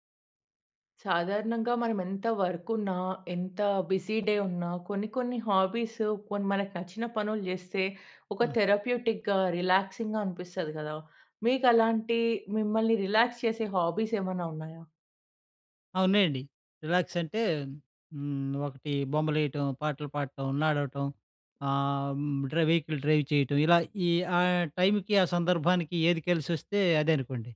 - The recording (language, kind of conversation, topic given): Telugu, podcast, మీకు విశ్రాంతినిచ్చే హాబీలు ఏవి నచ్చుతాయి?
- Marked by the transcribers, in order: in English: "వర్క్"; in English: "బిజీ డే"; in English: "హాబీస్"; in English: "థెరప్యూటిక్‌గా, రిలాక్సింగ్‌గా"; in English: "రిలాక్స్"; in English: "హాబీస్"; in English: "రిలాక్స్"; in English: "డ్ర వెకిల్ డ్రైవ్"